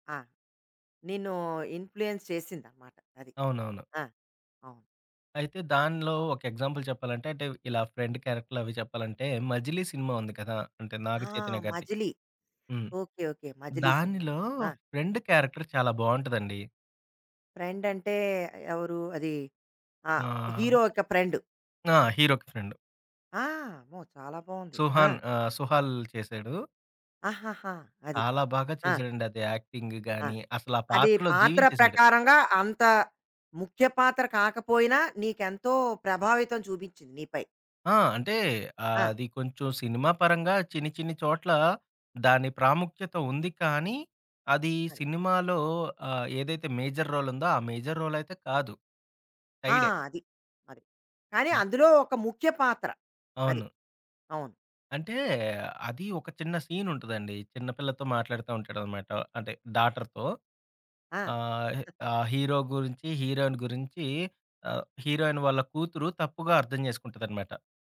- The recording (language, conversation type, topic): Telugu, podcast, ఏ సినిమా పాత్ర మీ స్టైల్‌ను మార్చింది?
- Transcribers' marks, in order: in English: "ఇన్‌ఫ్లుయెన్స్"; in English: "ఎగ్జాంపుల్"; in English: "ఫ్రెండ్"; in English: "ఫ్రెండ్ క్యారెక్టర్"; in English: "హీరో"; in English: "ఫ్రెండ్"; in English: "ఫ్రెండ్"; in English: "యాక్టింగ్"; in English: "మేజర్ రోల్"; in English: "మేజర్ రోల్"; in English: "సీన్"; in English: "డాటర్‌తో"; in English: "హీరో"; giggle; in English: "హీరోయిన్"; in English: "హీరోయిన్"